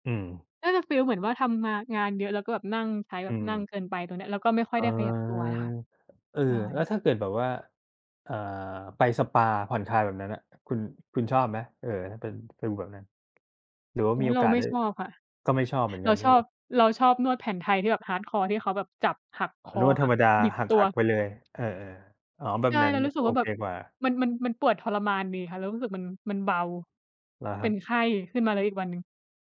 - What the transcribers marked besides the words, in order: tapping; in English: "Hardcore"; other background noise
- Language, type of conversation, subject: Thai, unstructured, คุณคิดว่าการไม่ออกกำลังกายส่งผลเสียต่อร่างกายอย่างไร?